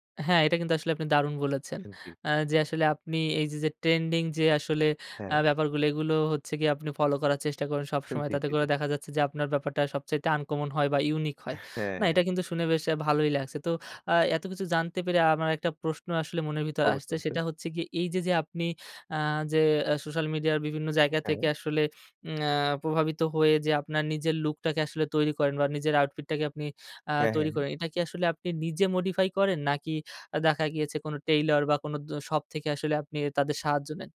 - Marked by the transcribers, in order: laughing while speaking: "জি, জি, জি"; laughing while speaking: "হ্যাঁ"
- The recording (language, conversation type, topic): Bengali, podcast, সোশ্যাল মিডিয়া তোমার স্টাইলকে কিভাবে প্রভাবিত করে?